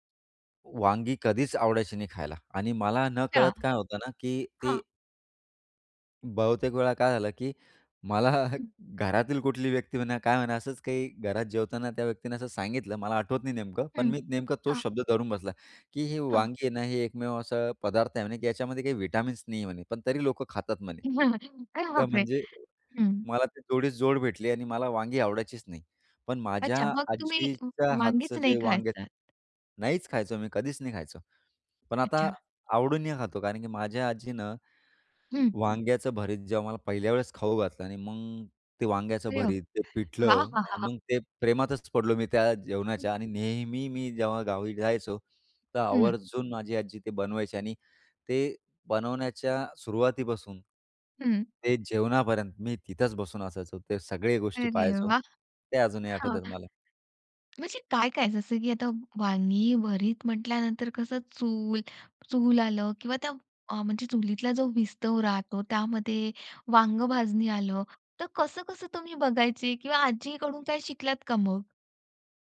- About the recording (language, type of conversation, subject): Marathi, podcast, तुझ्या आजी-आजोबांच्या स्वयंपाकातली सर्वात स्मरणीय गोष्ट कोणती?
- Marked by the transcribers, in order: other background noise; laughing while speaking: "मला"; other noise; unintelligible speech; tapping